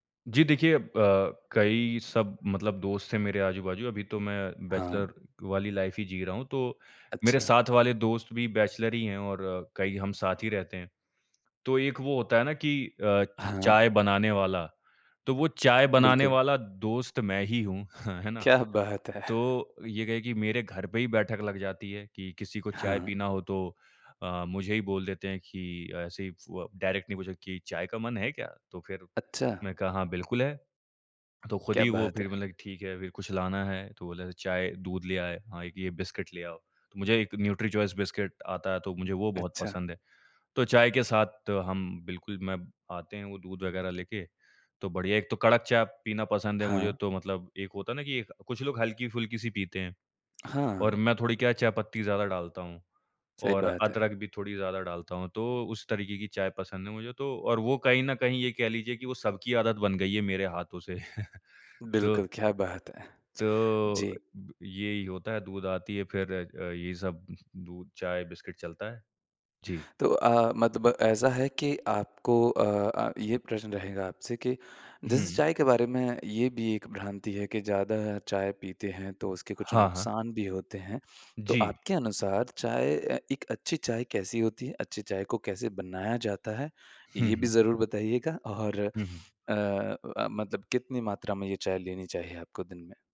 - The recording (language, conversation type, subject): Hindi, podcast, चाय या कॉफ़ी आपके ध्यान को कैसे प्रभावित करती हैं?
- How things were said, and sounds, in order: other background noise; in English: "बैचलर"; in English: "लाइफ़"; tapping; in English: "बैचलर"; breath; in English: "डायरेक्टली"; other noise; chuckle; breath; "मतलब" said as "मतब"